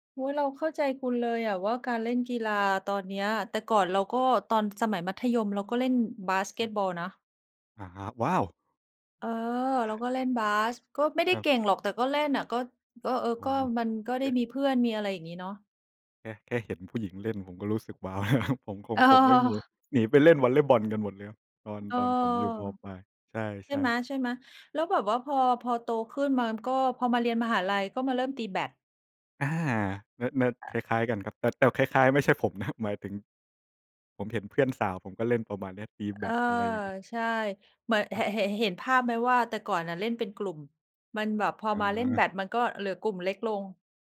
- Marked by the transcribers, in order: chuckle; laughing while speaking: "แล้วครับ"; laughing while speaking: "อา"; laughing while speaking: "นะ"
- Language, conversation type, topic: Thai, unstructured, การเล่นกีฬาเป็นงานอดิเรกช่วยให้สุขภาพดีขึ้นจริงไหม?